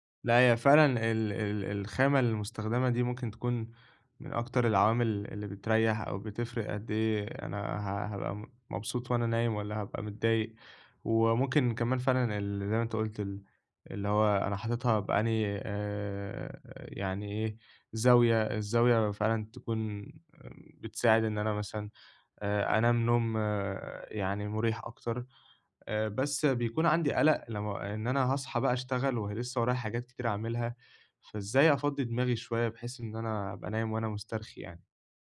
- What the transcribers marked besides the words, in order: none
- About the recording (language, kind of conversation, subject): Arabic, advice, إزاي أختار مكان هادي ومريح للقيلولة؟